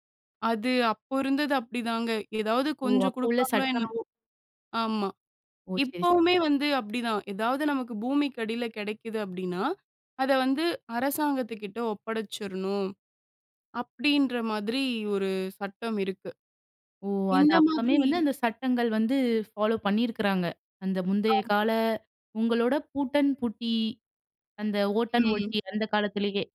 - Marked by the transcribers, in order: other background noise; in English: "பாலோ"
- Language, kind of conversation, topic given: Tamil, podcast, பழைய குடும்பக் கதைகள் பொதுவாக எப்படிப் பகிரப்படுகின்றன?